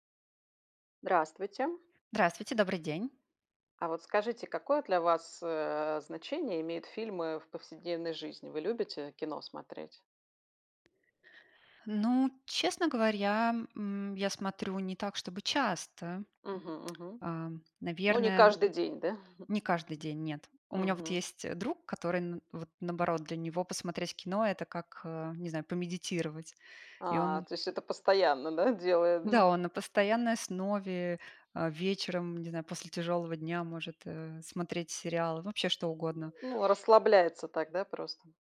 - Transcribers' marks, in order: tapping; chuckle; other background noise
- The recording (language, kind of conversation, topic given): Russian, unstructured, Какое значение для тебя имеют фильмы в повседневной жизни?
- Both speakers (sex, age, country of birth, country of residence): female, 40-44, Russia, Italy; female, 45-49, Belarus, Spain